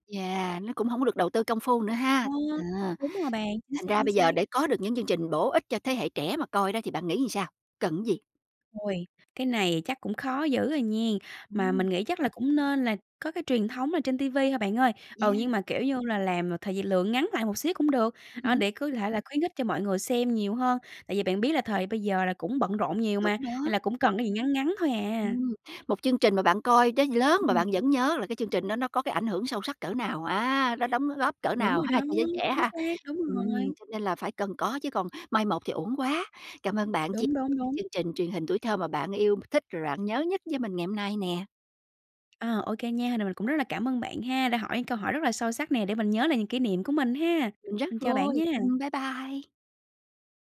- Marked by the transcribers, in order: tapping; other background noise
- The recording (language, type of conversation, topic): Vietnamese, podcast, Bạn nhớ nhất chương trình truyền hình nào thời thơ ấu?